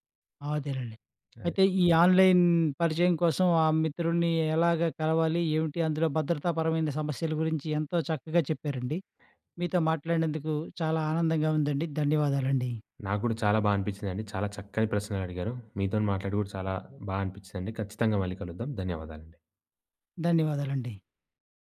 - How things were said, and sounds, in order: in English: "ఆన్‌లైన్"
- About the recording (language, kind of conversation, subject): Telugu, podcast, నీవు ఆన్‌లైన్‌లో పరిచయం చేసుకున్న మిత్రులను ప్రత్యక్షంగా కలవాలని అనిపించే క్షణం ఎప్పుడు వస్తుంది?